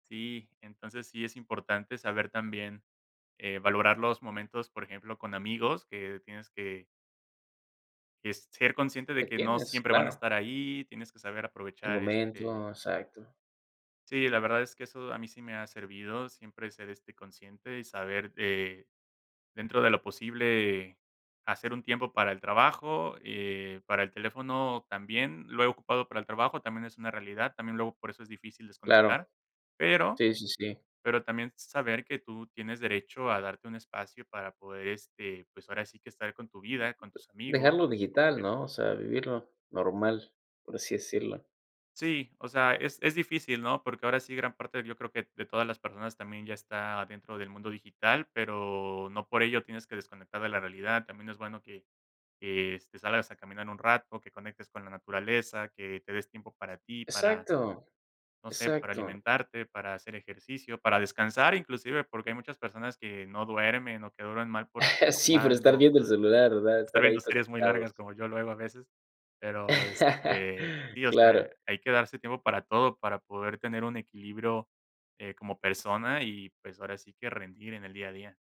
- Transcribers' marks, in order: tapping; other noise; chuckle; laugh
- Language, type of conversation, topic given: Spanish, podcast, ¿Qué rutinas digitales te ayudan a desconectarte?